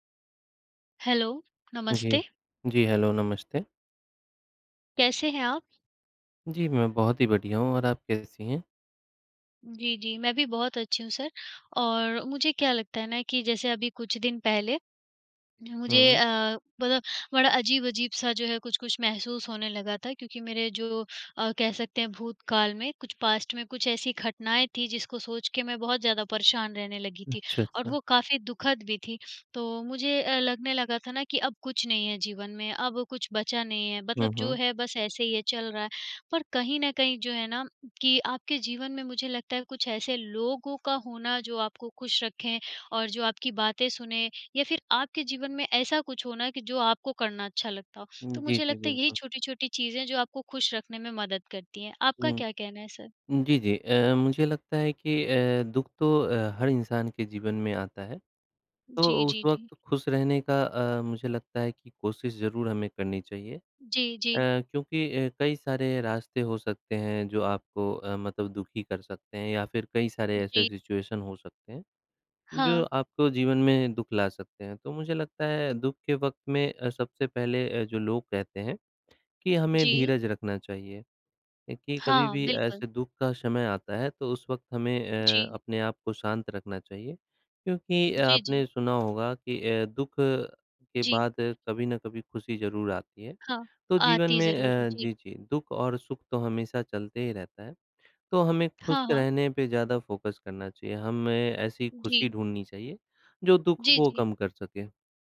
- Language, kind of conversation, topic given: Hindi, unstructured, दुख के समय खुद को खुश रखने के आसान तरीके क्या हैं?
- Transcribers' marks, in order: in English: "हेलो"; tapping; in English: "हेलो"; in English: "पास्ट"; in English: "सिचुएशन"; in English: "फ़ोकस"